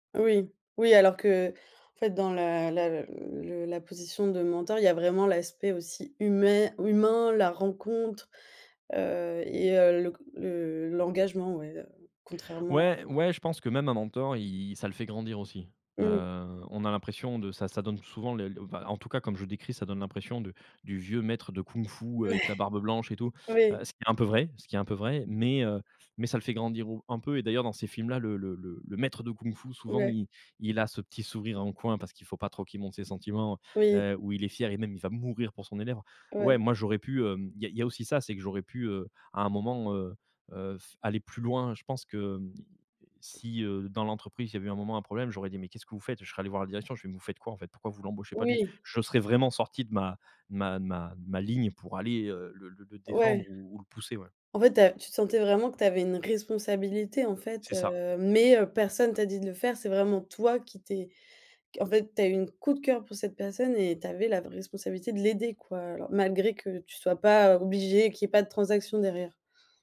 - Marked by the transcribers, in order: laughing while speaking: "Ouais"; stressed: "mourir"; tapping; other background noise; stressed: "toi"
- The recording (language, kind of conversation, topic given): French, podcast, Qu’est-ce qui fait un bon mentor, selon toi ?